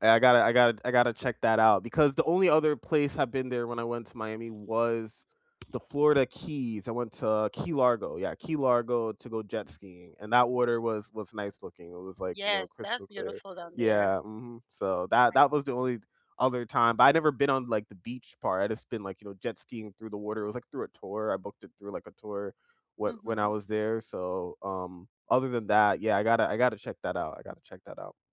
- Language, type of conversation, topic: English, unstructured, Where is a travel destination you think is overrated, and why?
- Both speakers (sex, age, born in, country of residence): female, 40-44, Puerto Rico, United States; male, 25-29, United States, United States
- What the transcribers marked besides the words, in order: tapping